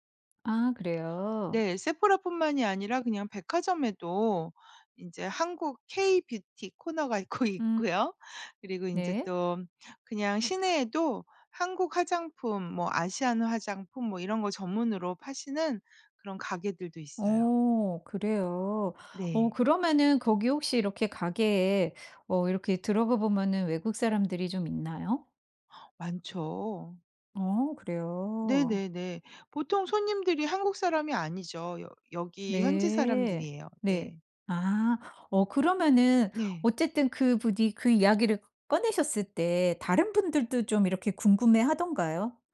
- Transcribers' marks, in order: other background noise; laughing while speaking: "있고"
- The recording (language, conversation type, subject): Korean, podcast, 현지인들과 친해지게 된 계기 하나를 솔직하게 이야기해 주실래요?